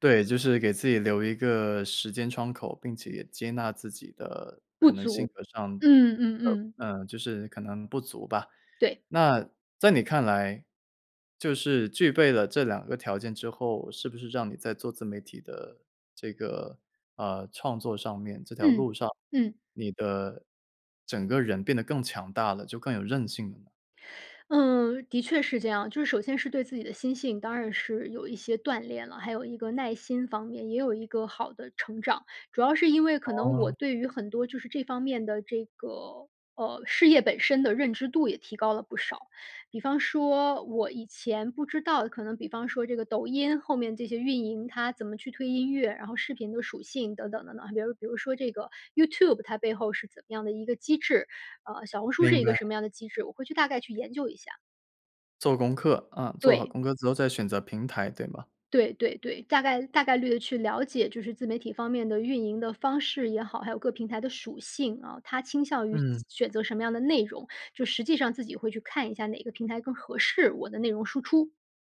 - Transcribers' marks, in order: none
- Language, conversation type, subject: Chinese, podcast, 你第一次什么时候觉得自己是创作者？